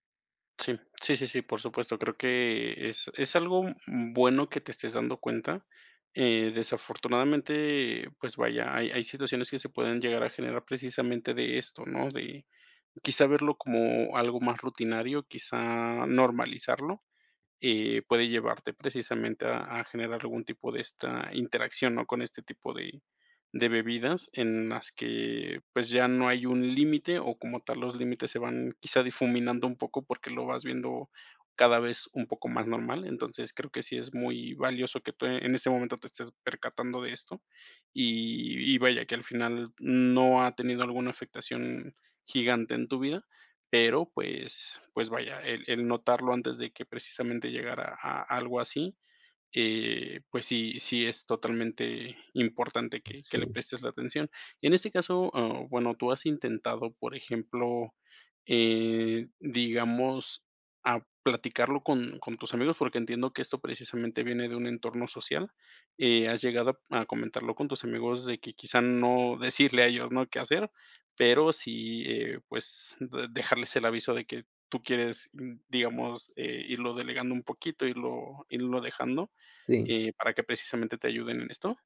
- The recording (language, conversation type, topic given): Spanish, advice, ¿Cómo afecta tu consumo de café o alcohol a tu sueño?
- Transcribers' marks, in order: none